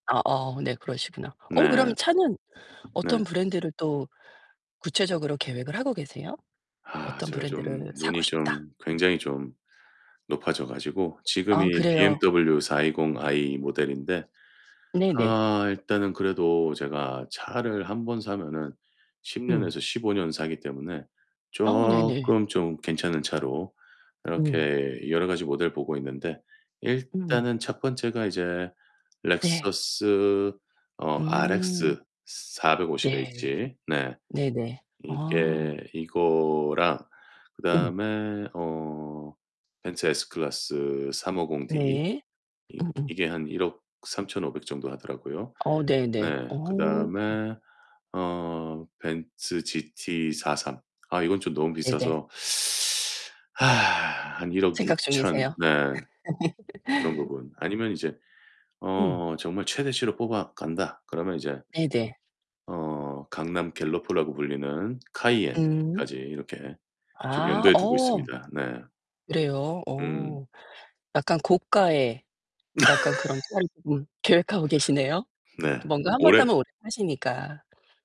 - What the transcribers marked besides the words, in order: tapping; other background noise; teeth sucking; laugh; unintelligible speech; laugh; distorted speech
- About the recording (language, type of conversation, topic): Korean, advice, 큰 구매(차나 가전제품)를 위해 어떻게 저축 계획을 세워야 할지 고민이신가요?